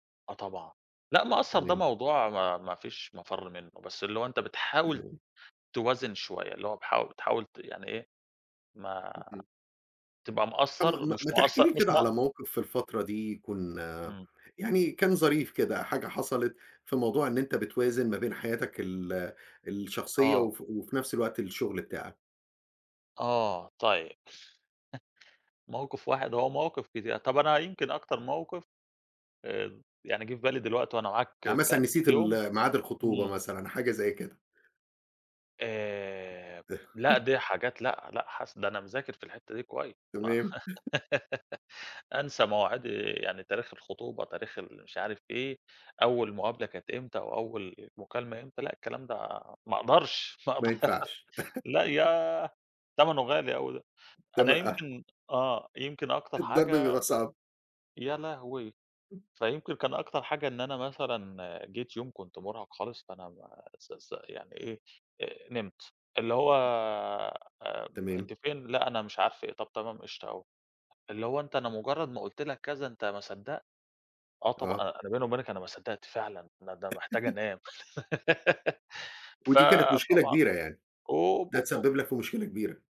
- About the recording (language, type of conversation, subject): Arabic, podcast, إزاي بتوازن بين الشغل وحياتك الشخصية؟
- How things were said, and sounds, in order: tapping; chuckle; chuckle; giggle; chuckle; giggle; laugh; other noise; other background noise; chuckle; giggle